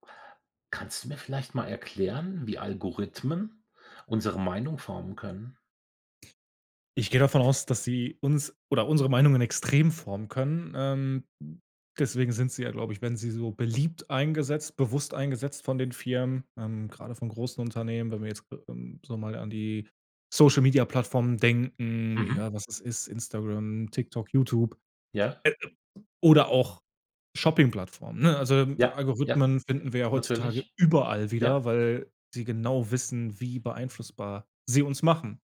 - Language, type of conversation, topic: German, podcast, Wie können Algorithmen unsere Meinungen beeinflussen?
- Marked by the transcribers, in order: other background noise